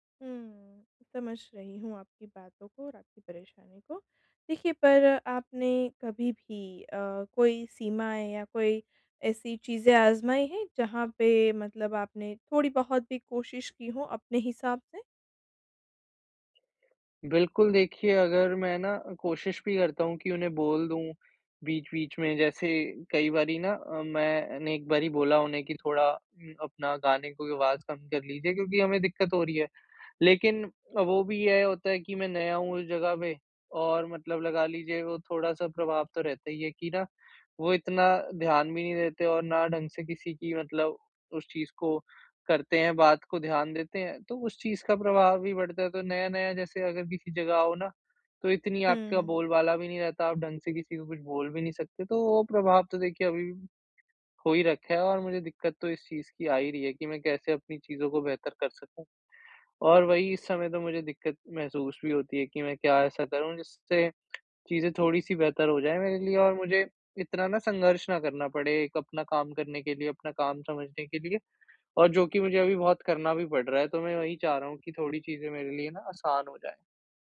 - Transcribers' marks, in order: other background noise; tapping
- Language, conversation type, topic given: Hindi, advice, साझा जगह में बेहतर एकाग्रता के लिए मैं सीमाएँ और संकेत कैसे बना सकता हूँ?